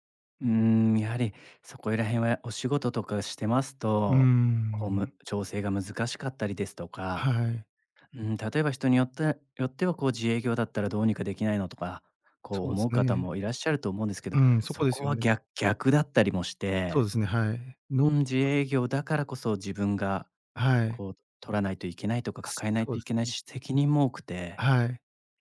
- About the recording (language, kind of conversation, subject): Japanese, advice, 過去の出来事を何度も思い出して落ち込んでしまうのは、どうしたらよいですか？
- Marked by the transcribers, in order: none